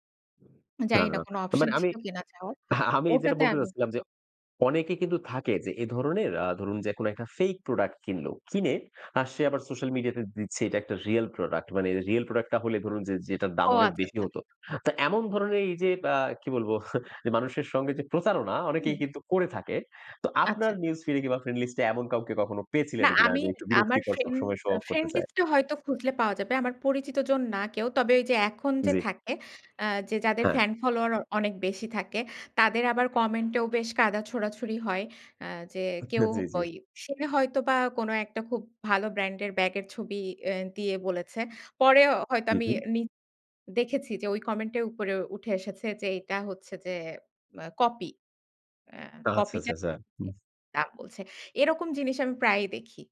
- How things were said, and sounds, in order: laughing while speaking: "আমি"; scoff; chuckle; unintelligible speech
- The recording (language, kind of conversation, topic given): Bengali, podcast, সোশ্যাল মিডিয়া কি তোমাকে সিদ্ধান্ত নিতে আটকে দেয়?